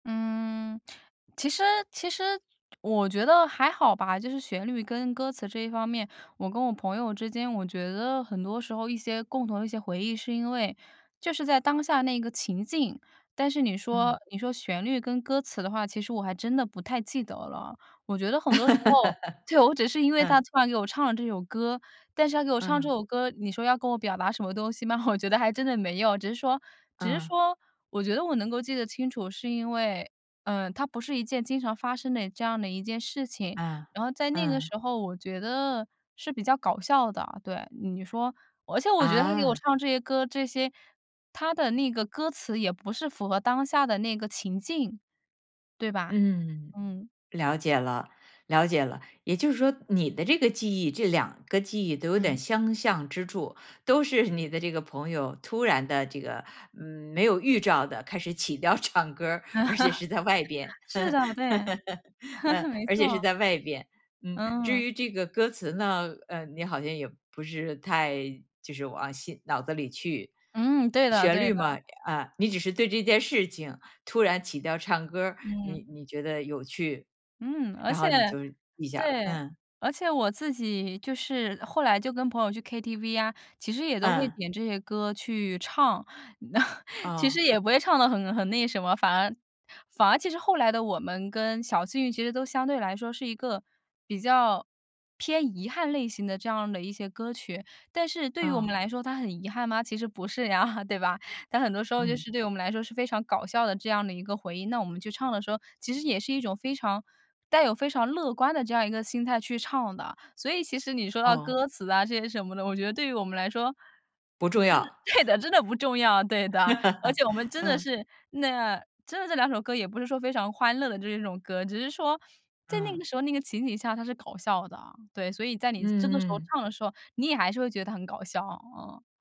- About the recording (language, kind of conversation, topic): Chinese, podcast, 你和朋友之间有哪些歌曲一听就会勾起共同回忆？
- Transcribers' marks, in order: laugh; laughing while speaking: "就"; laughing while speaking: "吗？"; laughing while speaking: "你的"; laughing while speaking: "起调唱歌儿"; chuckle; chuckle; laugh; chuckle; chuckle; laughing while speaking: "对的"; chuckle; laugh